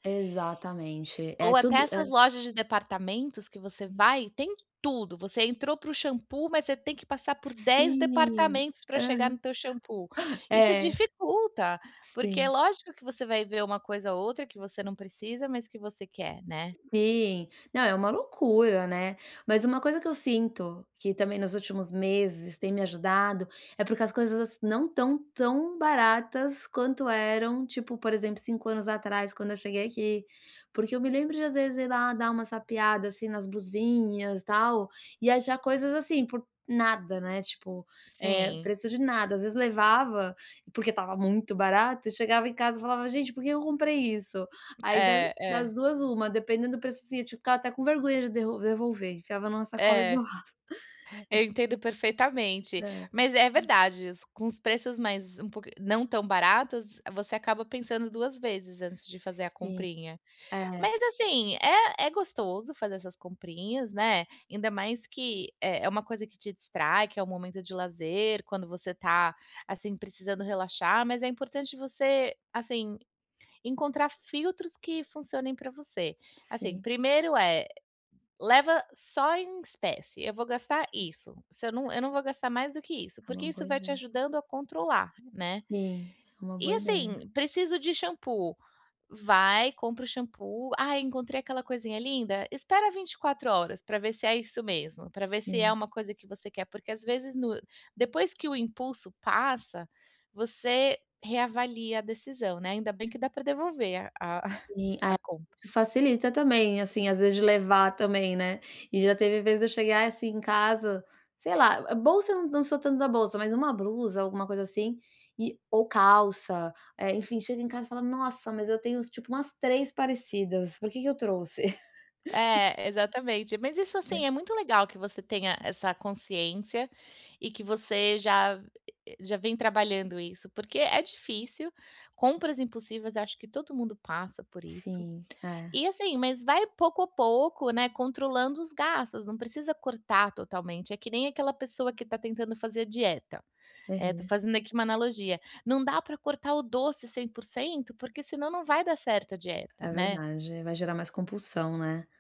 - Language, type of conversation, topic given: Portuguese, advice, Como posso evitar compras impulsivas quando estou estressado ou cansado?
- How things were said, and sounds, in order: tapping; other background noise; laughing while speaking: "doava"; chuckle; chuckle